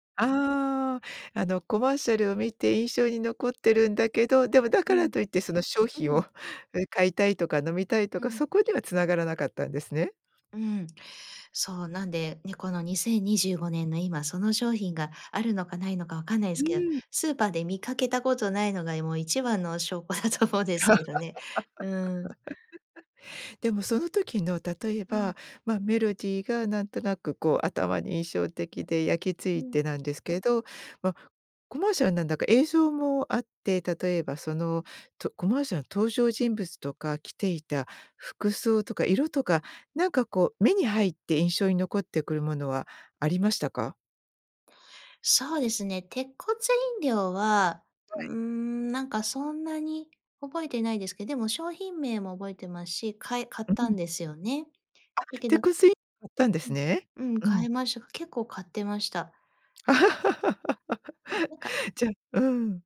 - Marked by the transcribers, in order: laugh; laugh
- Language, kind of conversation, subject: Japanese, podcast, 昔のCMで記憶に残っているものは何ですか?